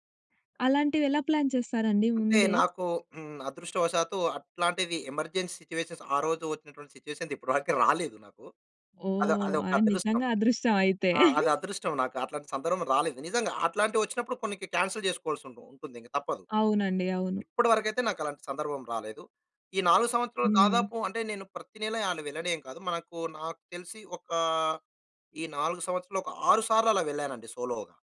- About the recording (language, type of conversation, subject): Telugu, podcast, ఒంటరిగా చేసే ప్రయాణానికి మీరు ఎలా ప్రణాళిక చేసుకుంటారు?
- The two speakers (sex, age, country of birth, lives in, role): female, 20-24, India, India, host; male, 35-39, India, India, guest
- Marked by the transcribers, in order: in English: "ప్లాన్"; in English: "ఎమర్జెన్సీ సిట్యుయేషన్స్"; in English: "సిట్యుయేషన్స్"; chuckle; in English: "క్యాన్సెల్"; in English: "సోలోగా"